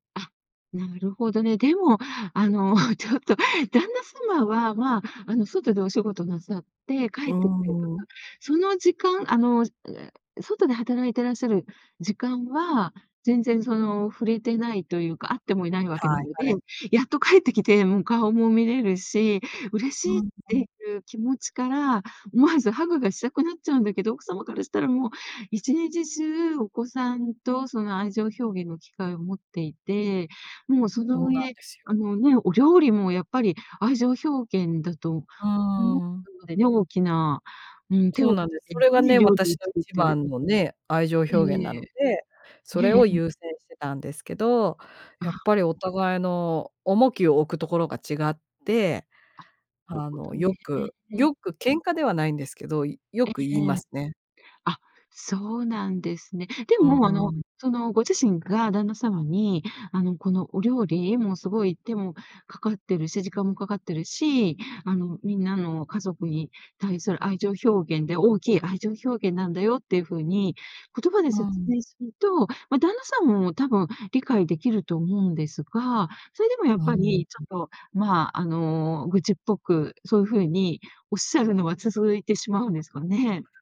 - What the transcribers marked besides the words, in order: laughing while speaking: "あの、ちょっと"
- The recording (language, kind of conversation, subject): Japanese, podcast, 愛情表現の違いが摩擦になることはありましたか？